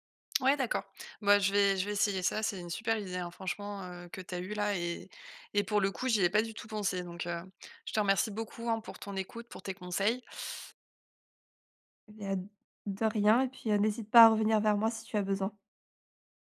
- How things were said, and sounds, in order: tapping
- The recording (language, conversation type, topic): French, advice, Comment surmonter la frustration quand je progresse très lentement dans un nouveau passe-temps ?